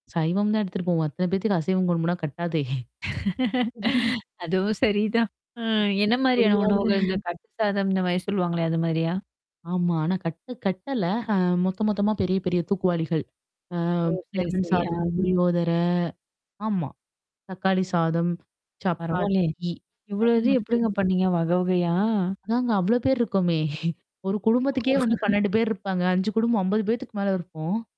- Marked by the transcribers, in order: static; "கொடுக்கணும்னா" said as "கொடும்முனா"; laugh; tapping; laughing while speaking: "கட்டாதே!"; chuckle; other noise; distorted speech; chuckle; laughing while speaking: "இருக்கோமே!"; other background noise; laugh
- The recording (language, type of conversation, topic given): Tamil, podcast, ஒரு உள்ளூர் குடும்பத்துடன் சேர்ந்து விருந்துணர்ந்த அனுபவம் உங்களுக்கு எப்படி இருந்தது?